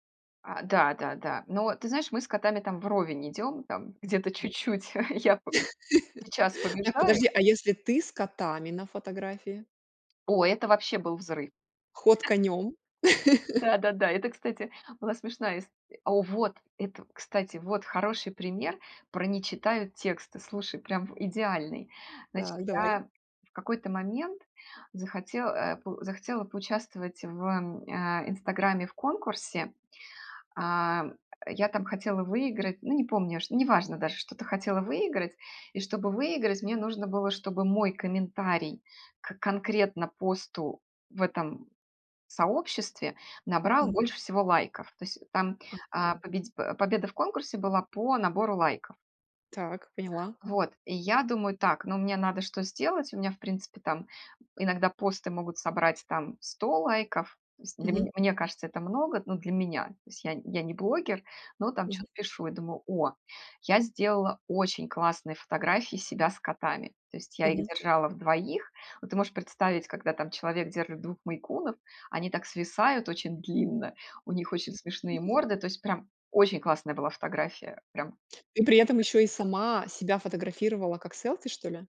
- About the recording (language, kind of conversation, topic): Russian, podcast, Как лайки влияют на твою самооценку?
- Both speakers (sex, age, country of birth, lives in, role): female, 40-44, Russia, Italy, host; female, 45-49, Russia, Mexico, guest
- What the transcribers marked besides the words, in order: other background noise; laugh; horn; chuckle; laugh; laugh; tapping